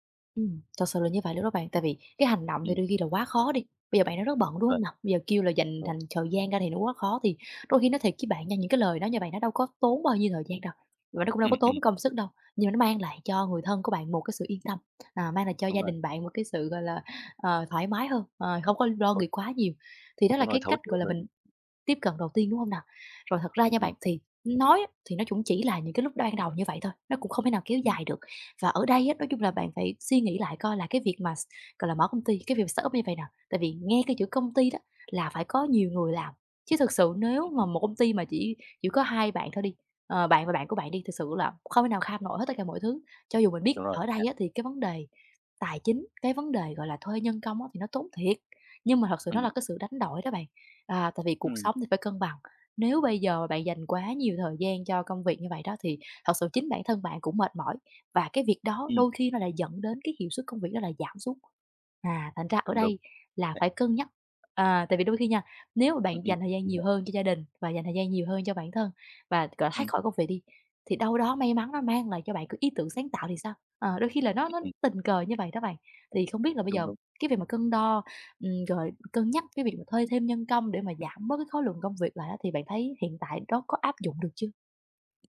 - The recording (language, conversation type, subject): Vietnamese, advice, Làm sao để cân bằng giữa công việc ở startup và cuộc sống gia đình?
- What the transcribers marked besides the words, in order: other background noise; tapping; unintelligible speech; in English: "startup"